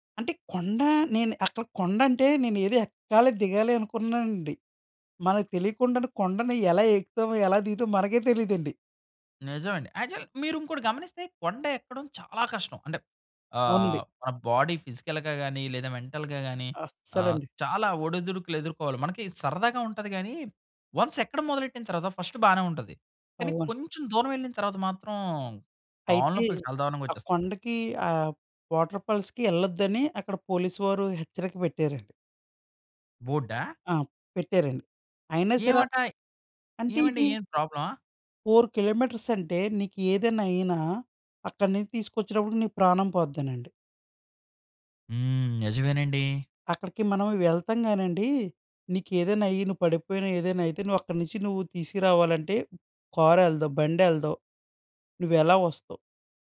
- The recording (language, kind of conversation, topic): Telugu, podcast, దగ్గర్లోని కొండ ఎక్కిన అనుభవాన్ని మీరు ఎలా వివరించగలరు?
- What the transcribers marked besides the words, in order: in English: "యాక్చువల్"; in English: "బాడీ ఫిజికల్‌గా"; in English: "మెంటల్‌గా"; in English: "వన్స్"; in English: "ఫస్ట్"; in English: "వాటర్ ఫాల్స్‌కి"; in English: "ఫోర్ కిలోమీటర్స్"